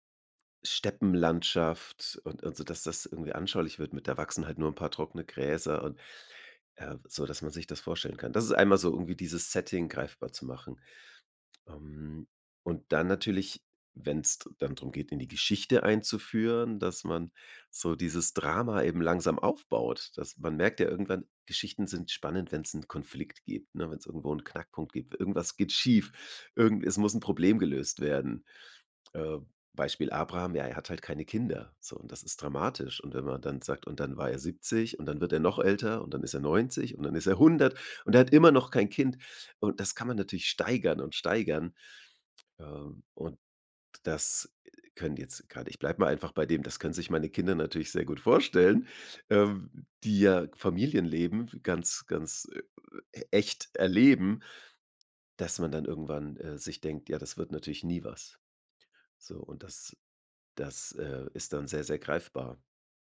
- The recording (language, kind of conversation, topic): German, podcast, Wie baust du Nähe auf, wenn du eine Geschichte erzählst?
- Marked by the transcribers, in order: laughing while speaking: "gut vorstellen"; other noise